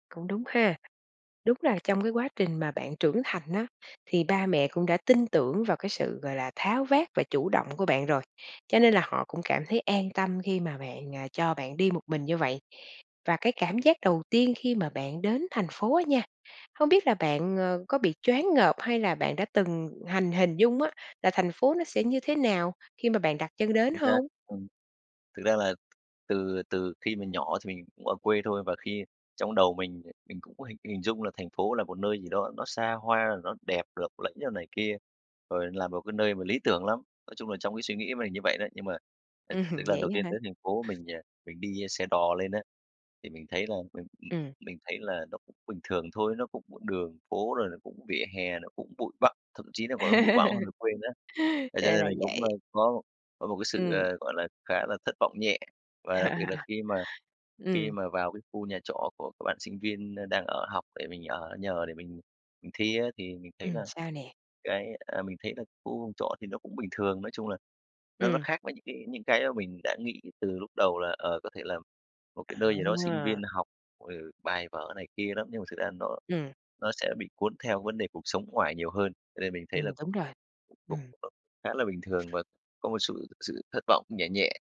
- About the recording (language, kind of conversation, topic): Vietnamese, podcast, Trải nghiệm rời quê lên thành phố của bạn thế nào?
- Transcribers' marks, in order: other background noise; laughing while speaking: "Ừm"; laugh; laugh; tapping